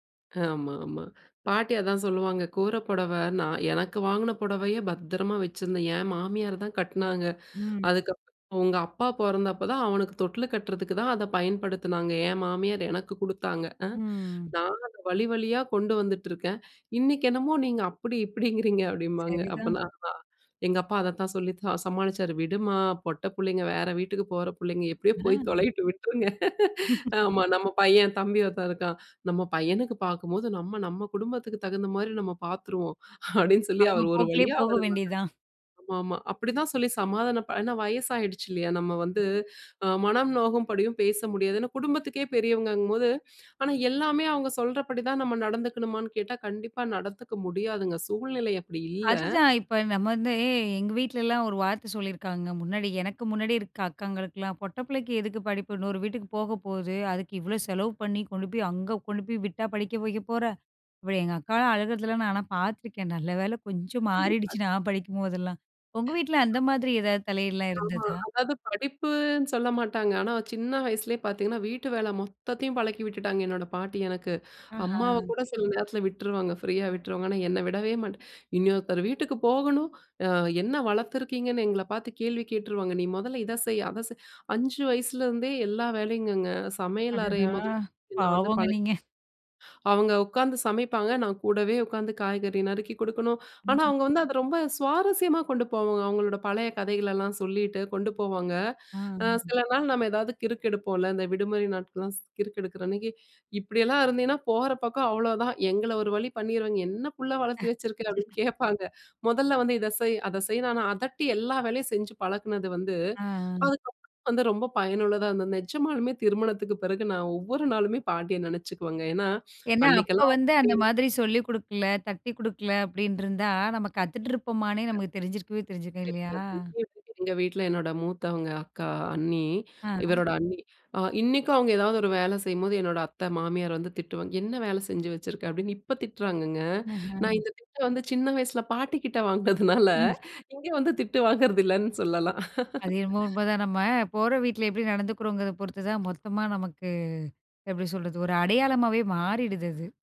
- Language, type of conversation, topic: Tamil, podcast, குடும்ப மரபு உங்களை எந்த விதத்தில் உருவாக்கியுள்ளது என்று நீங்கள் நினைக்கிறீர்கள்?
- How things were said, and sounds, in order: laugh; other background noise; unintelligible speech; laugh; laughing while speaking: "நான் இந்த திட்ட வந்து சின்ன … திட்டு வாங்குறதில்லன்னு சொல்லலாம்"